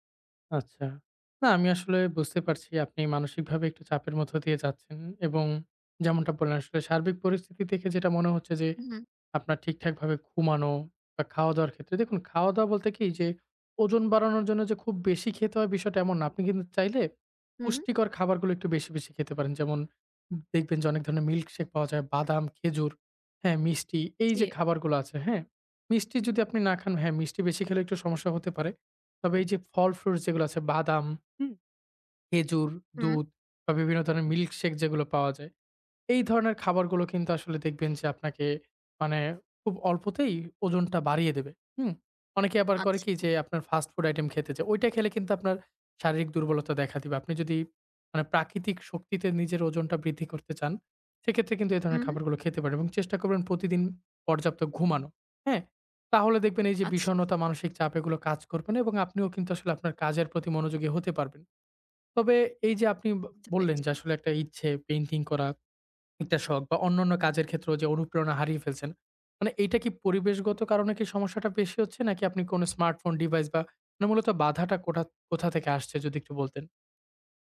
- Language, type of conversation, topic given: Bengali, advice, প্রতিদিন সহজভাবে প্রেরণা জাগিয়ে রাখার জন্য কী কী দৈনন্দিন অভ্যাস গড়ে তুলতে পারি?
- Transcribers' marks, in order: tapping; other background noise